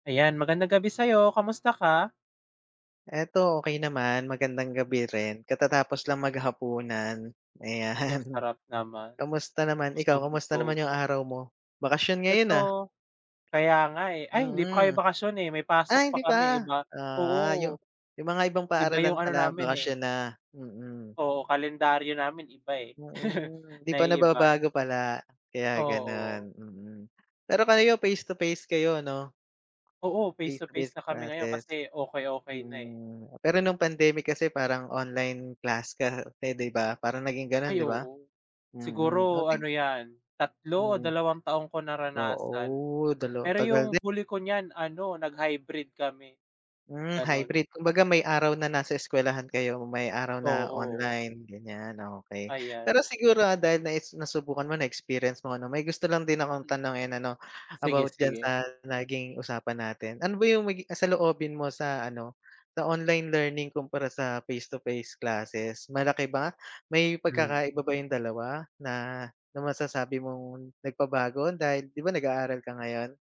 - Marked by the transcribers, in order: tapping; laugh; other background noise
- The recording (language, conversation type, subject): Filipino, unstructured, Ano ang saloobin mo sa pag-aaral sa internet kumpara sa harapang klase?